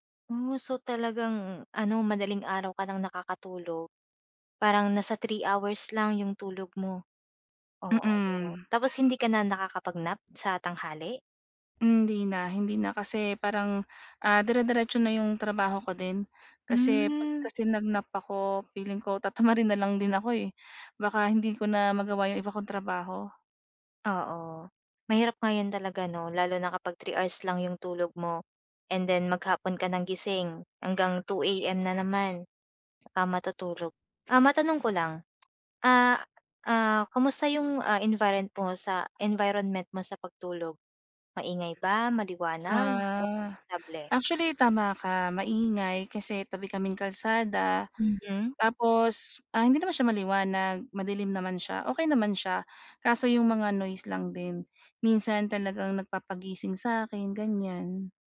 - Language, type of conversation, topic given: Filipino, advice, Paano ko mapapanatili ang regular na oras ng pagtulog araw-araw?
- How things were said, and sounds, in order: other animal sound; other noise; tapping; unintelligible speech